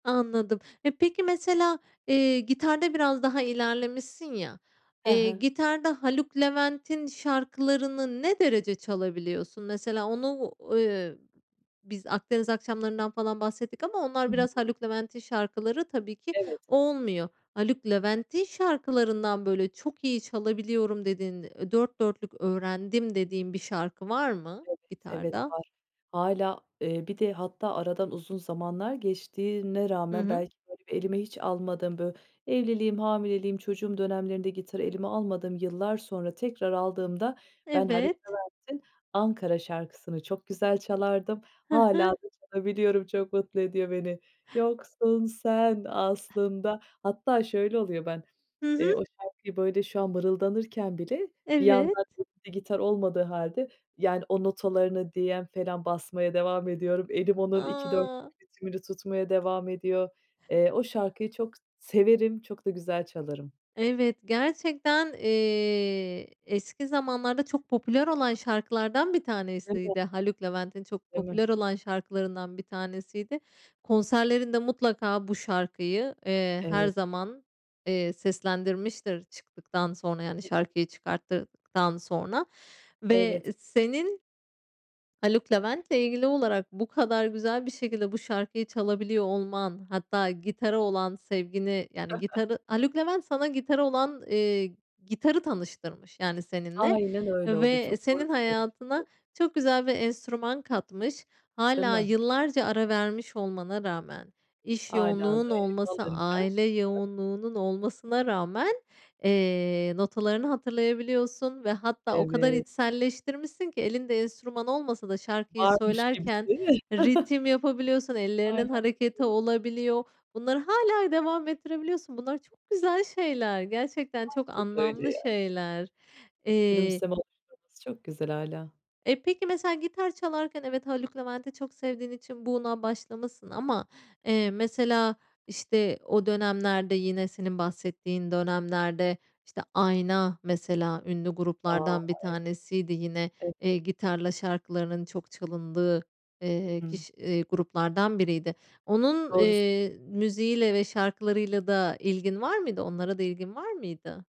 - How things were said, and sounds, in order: other background noise; unintelligible speech; tapping; singing: "Yoksun sen aslında"; unintelligible speech; unintelligible speech; chuckle; laugh; chuckle; unintelligible speech; unintelligible speech; unintelligible speech; unintelligible speech
- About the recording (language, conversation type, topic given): Turkish, podcast, Çocukken dinlediğin müzikler, bugün yaptığın müziği nasıl etkiledi?